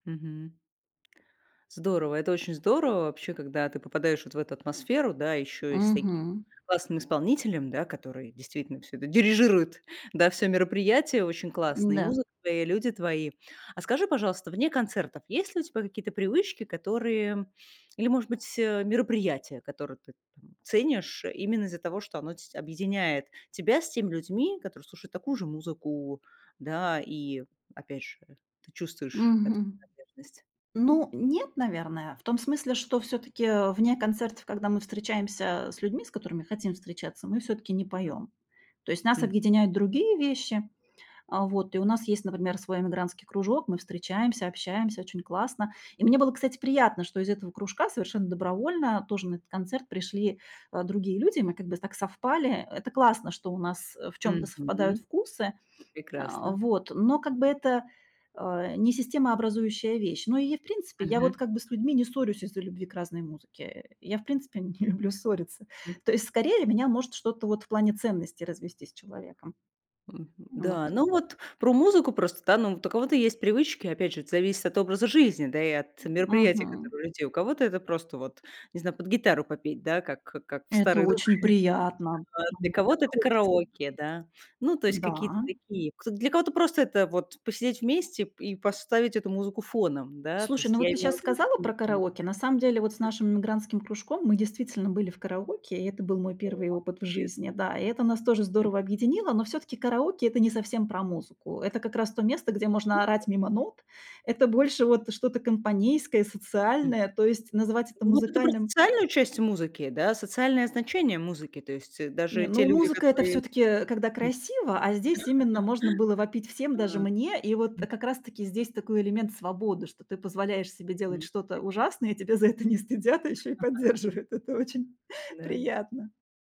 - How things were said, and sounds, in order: tapping; other background noise; unintelligible speech; other noise; laugh; laughing while speaking: "за это не стыдят, а ещё и поддерживают. Это очень приятно"; laugh
- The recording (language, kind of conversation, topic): Russian, podcast, Как музыка формирует твоё чувство принадлежности?